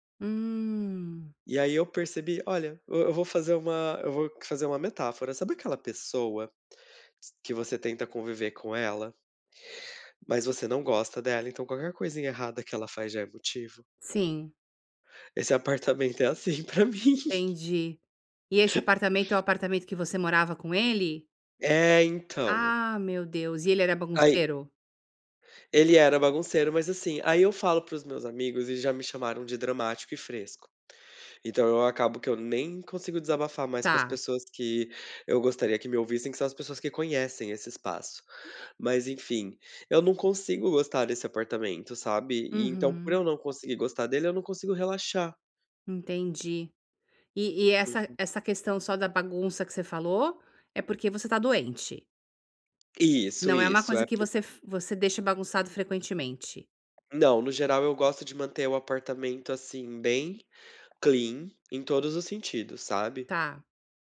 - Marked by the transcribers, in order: laughing while speaking: "para mim"; tapping
- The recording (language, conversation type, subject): Portuguese, advice, Como posso realmente desligar e relaxar em casa?